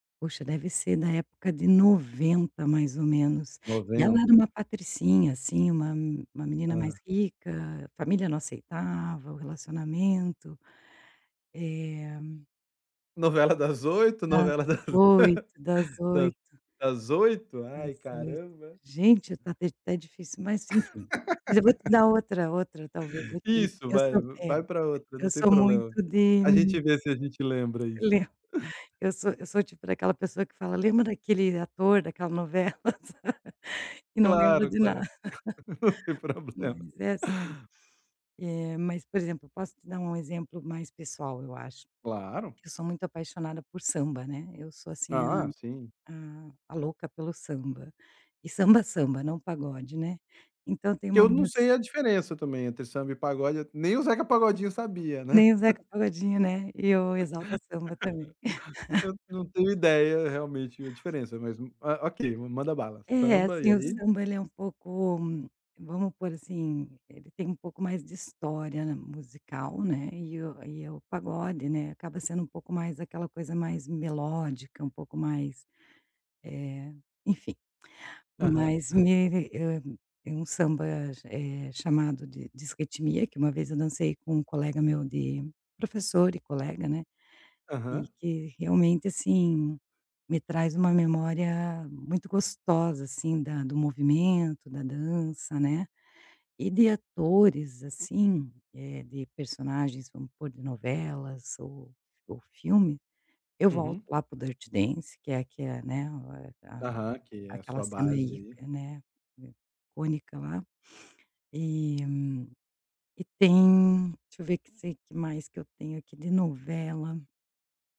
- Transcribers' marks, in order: chuckle; laugh; tapping; laugh; laughing while speaking: "Não tem problema"; chuckle; laugh; chuckle; chuckle
- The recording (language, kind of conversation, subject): Portuguese, podcast, De que forma uma novela, um filme ou um programa influenciou as suas descobertas musicais?